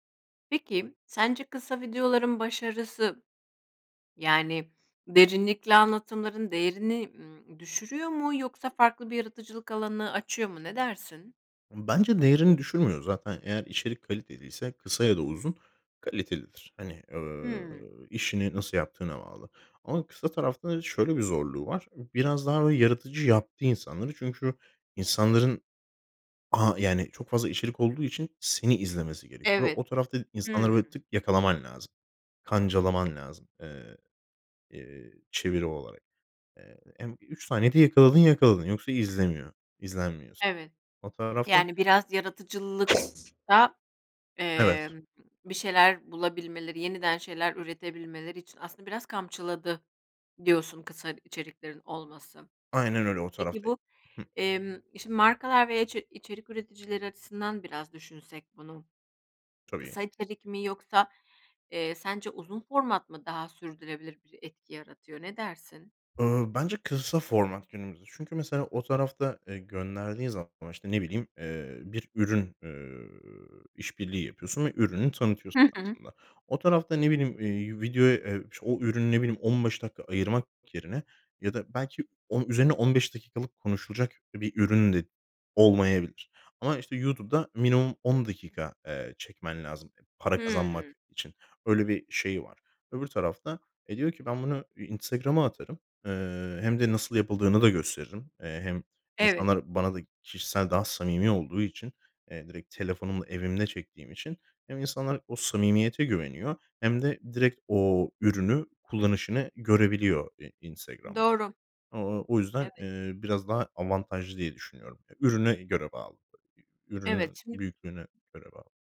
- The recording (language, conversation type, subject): Turkish, podcast, Kısa videolar, uzun formatlı içerikleri nasıl geride bıraktı?
- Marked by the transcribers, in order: stressed: "Kancalaman"; other background noise; tapping; other noise